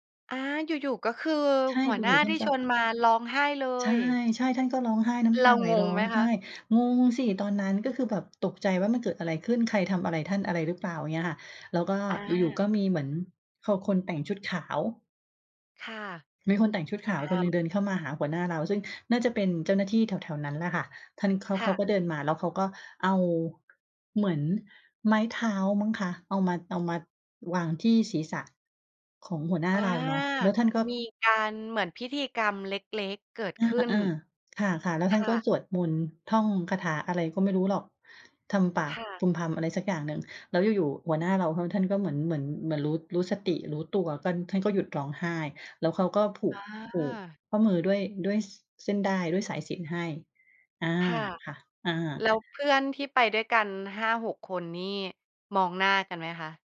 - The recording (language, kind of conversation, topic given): Thai, podcast, มีสถานที่ไหนที่มีความหมายทางจิตวิญญาณสำหรับคุณไหม?
- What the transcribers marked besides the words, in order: tapping